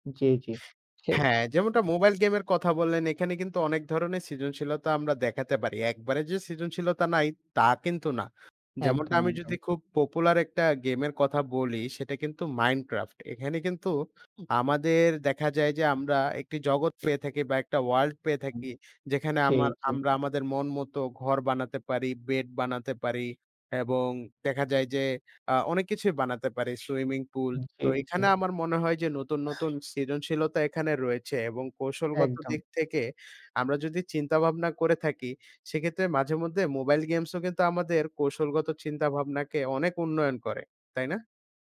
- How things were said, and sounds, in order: other background noise
- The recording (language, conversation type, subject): Bengali, unstructured, মোবাইল গেম আর বাইরে খেলার মধ্যে কোনটি আপনার কাছে বেশি আকর্ষণীয়?